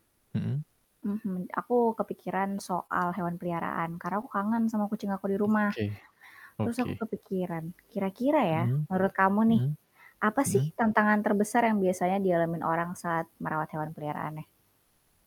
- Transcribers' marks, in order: static; tapping
- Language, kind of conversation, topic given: Indonesian, unstructured, Menurut kamu, apa alasan orang membuang hewan peliharaan mereka?
- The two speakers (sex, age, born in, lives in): female, 25-29, Indonesia, Indonesia; male, 30-34, Indonesia, Indonesia